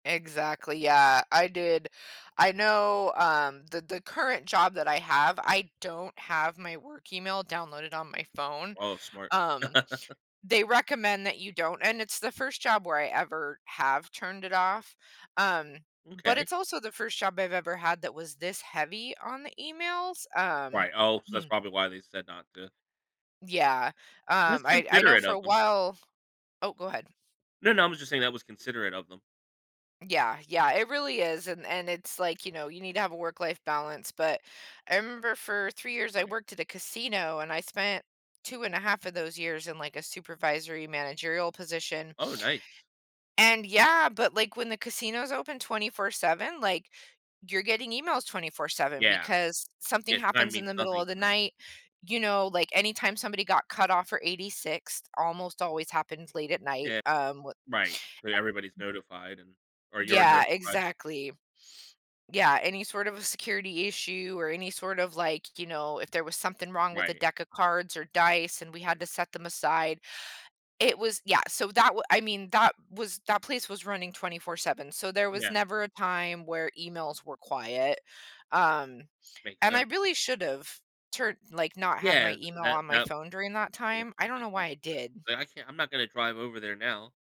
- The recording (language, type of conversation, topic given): English, unstructured, What are your strategies for limiting screen time while still staying connected with friends and family?
- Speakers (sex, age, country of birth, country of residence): female, 40-44, United States, United States; male, 35-39, United States, United States
- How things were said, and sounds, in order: other background noise; laugh; throat clearing; tapping; unintelligible speech